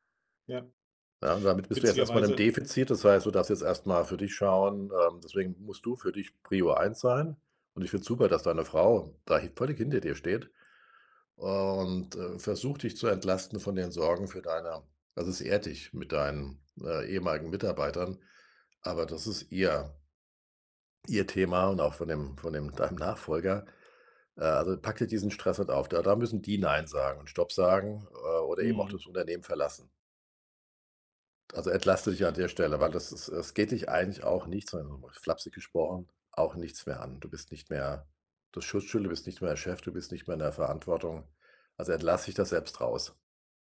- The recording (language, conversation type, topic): German, advice, Wie äußern sich bei dir Burnout-Symptome durch lange Arbeitszeiten und Gründerstress?
- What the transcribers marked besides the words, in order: unintelligible speech